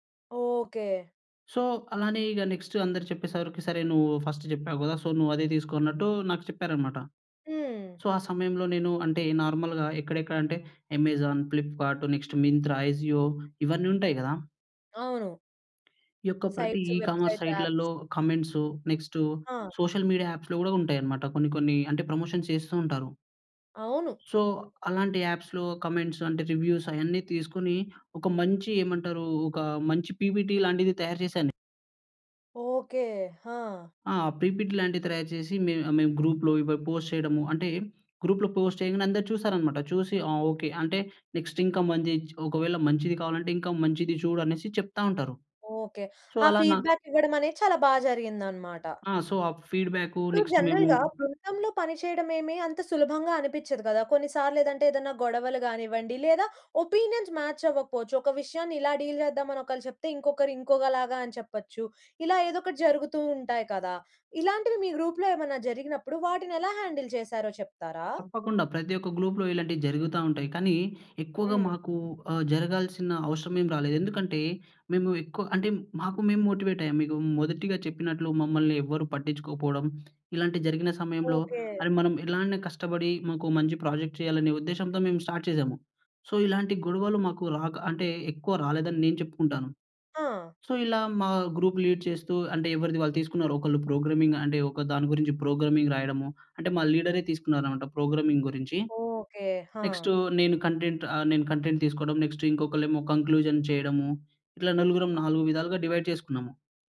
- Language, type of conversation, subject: Telugu, podcast, పాఠశాల లేదా కాలేజీలో మీరు బృందంగా చేసిన ప్రాజెక్టు అనుభవం మీకు ఎలా అనిపించింది?
- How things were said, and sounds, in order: in English: "సో"; in English: "నెక్స్ట్"; in English: "ఫస్ట్"; in English: "సో"; tapping; in English: "సో"; in English: "నార్మల్‌గా"; in English: "అమెజాన్, ఫ్లిప్‌కార్ట్, నెక్స్ట్ మింత్రా, ఎజియో"; in English: "సైట్స్, వెబ్‌సైట్స్, యాప్స్"; in English: "ఈ-కామర్స్"; other background noise; in English: "కమెంట్స్, నెక్స్ట్ సోషల్ మీడియా యాప్స్‌లో"; in English: "ప్రమోషన్స్"; in English: "సో"; in English: "యాప్స్‌లో కమెంట్స్"; in English: "పిపీటీ"; in English: "పీపీటీ"; in English: "గ్రూప్‌లో"; in English: "పోస్ట్"; in English: "గ్రూప్‌లో పోస్ట్"; in English: "నెక్స్ట్"; in English: "ఫీడ్‌బ్యాక్"; in English: "సో"; in English: "సో"; in English: "నెక్స్ట్"; in English: "జనరల్‌గా"; in English: "ఒపీనియన్స్ మ్యాచ్"; in English: "డీల్"; in English: "గ్రూప్‌లో"; in English: "హ్యాండిల్"; in English: "గ్లూప్‍లో"; in English: "మోటివేట్"; in English: "ప్రాజెక్ట్"; in English: "స్టార్ట్"; in English: "సో"; in English: "సో"; in English: "గ్రూప్ లీడ్"; in English: "ప్రోగ్రామింగ్"; in English: "ప్రోగ్రామింగ్"; in English: "ప్రోగ్రామింగ్"; in English: "నెక్స్ట్"; in English: "కంటెంట్"; in English: "నెక్స్ట్"; in English: "కంక్లూజన్"; in English: "డివైడ్"